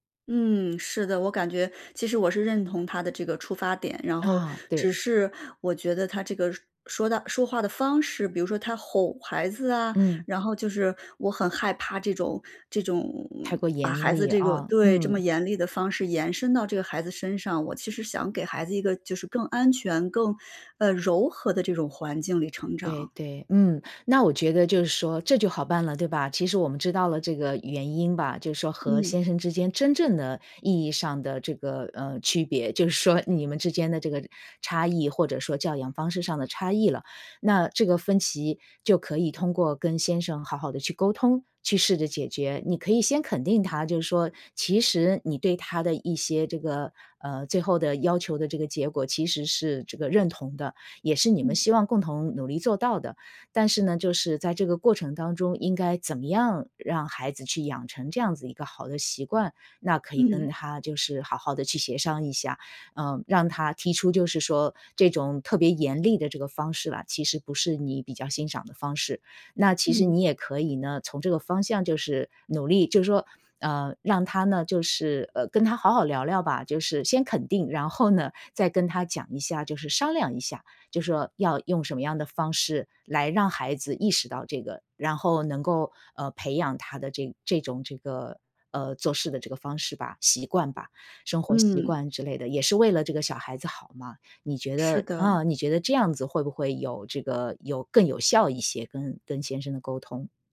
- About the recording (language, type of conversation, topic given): Chinese, advice, 如何在育儿观念分歧中与配偶开始磨合并达成共识？
- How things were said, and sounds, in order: laughing while speaking: "就是说"